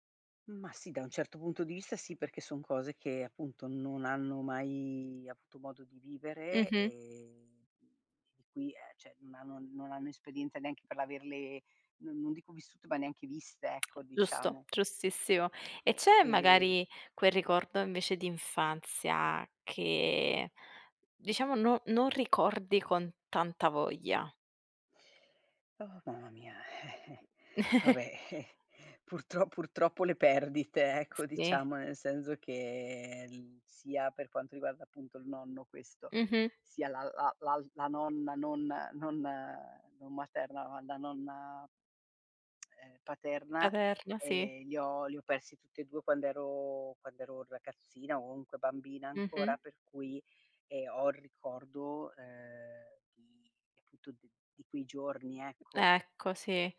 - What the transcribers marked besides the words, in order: other background noise; "cioè" said as "ceh"; lip smack; chuckle; tapping; tsk; "comunque" said as "nque"; "tutti" said as "tuti"
- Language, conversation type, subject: Italian, podcast, Qual è il ricordo d'infanzia che più ti emoziona?